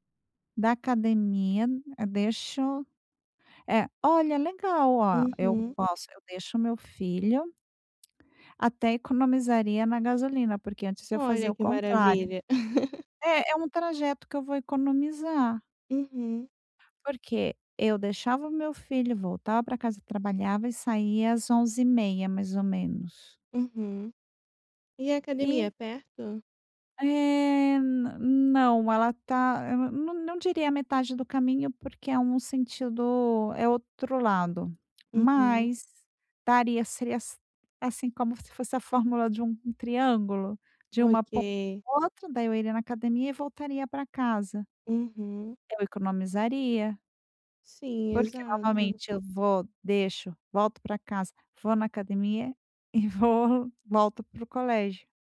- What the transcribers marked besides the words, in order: tapping; chuckle
- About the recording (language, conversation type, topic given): Portuguese, advice, Como criar rotinas que reduzam recaídas?